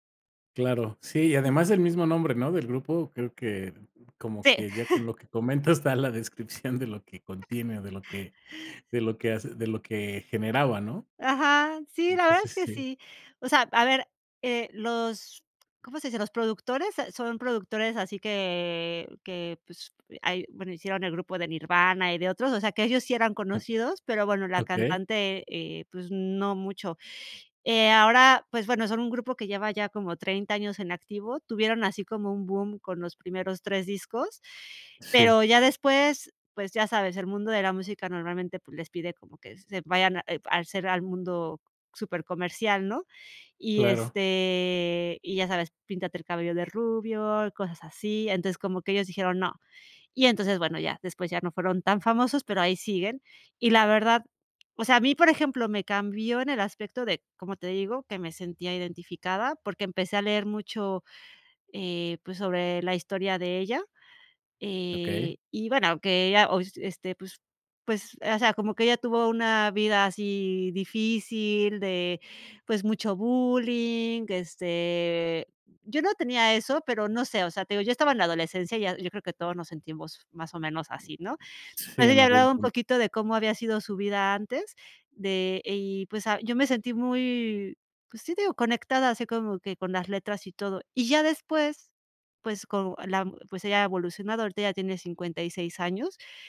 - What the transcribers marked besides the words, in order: chuckle; other background noise; other noise; tapping
- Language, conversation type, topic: Spanish, podcast, ¿Qué músico descubriste por casualidad que te cambió la vida?